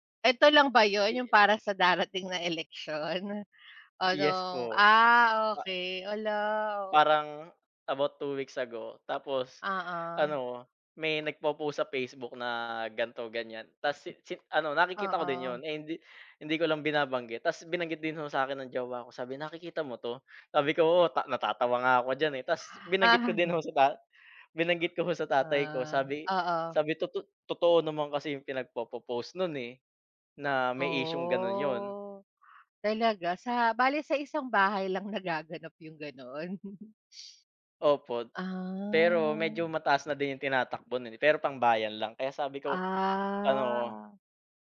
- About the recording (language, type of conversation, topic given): Filipino, unstructured, Ano ang nararamdaman mo kapag may mga isyu ng pandaraya sa eleksiyon?
- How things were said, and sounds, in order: other noise; other background noise; chuckle; drawn out: "Ah"; drawn out: "Ah"